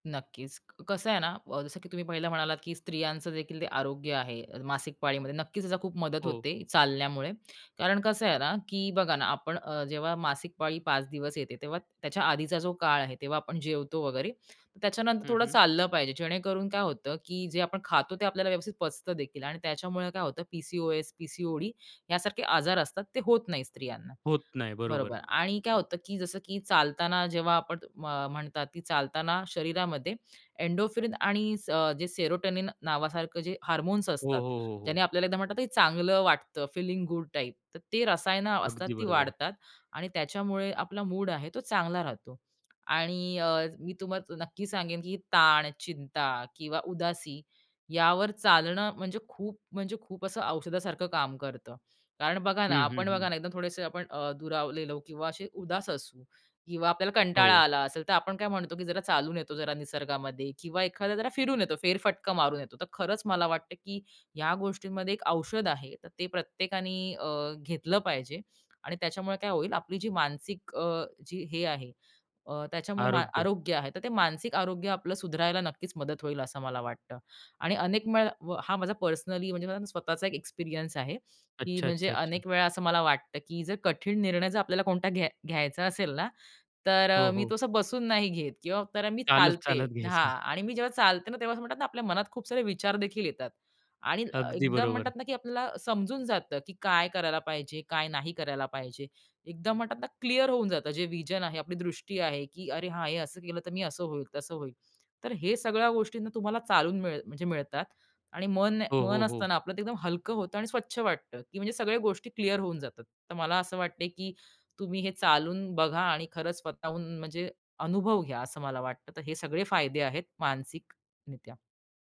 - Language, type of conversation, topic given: Marathi, podcast, रोजच्या चालण्याचा मनावर आणि शरीरावर काय परिणाम होतो?
- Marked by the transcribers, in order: tapping; other background noise; in English: "हार्मोन्स"; in English: "फीलिंग गुड टाइप"; in English: "व्हिजन"